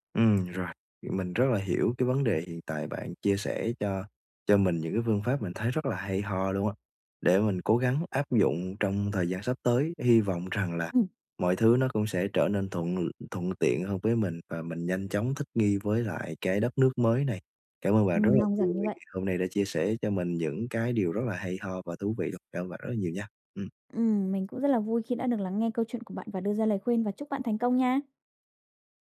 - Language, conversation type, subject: Vietnamese, advice, Làm thế nào để tôi thích nghi nhanh chóng ở nơi mới?
- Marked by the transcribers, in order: tapping; other background noise